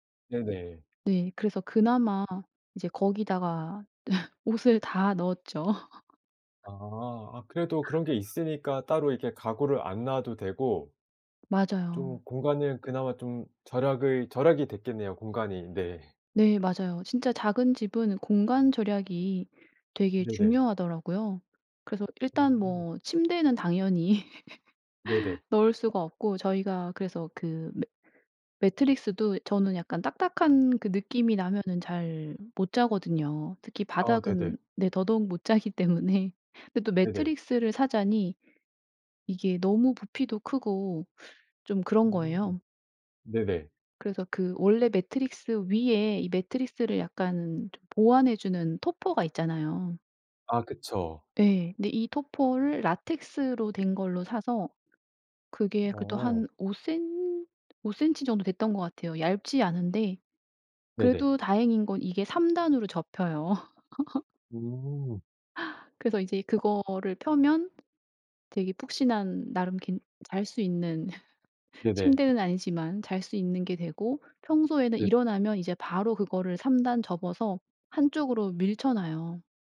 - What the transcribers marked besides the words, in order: laugh; laughing while speaking: "옷을"; laugh; laugh; laugh; laughing while speaking: "못 자기 때문에"; in English: "topper가"; in English: "topper를"; tapping; other background noise; laugh; laugh
- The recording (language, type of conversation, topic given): Korean, podcast, 작은 집에서도 더 편하게 생활할 수 있는 팁이 있나요?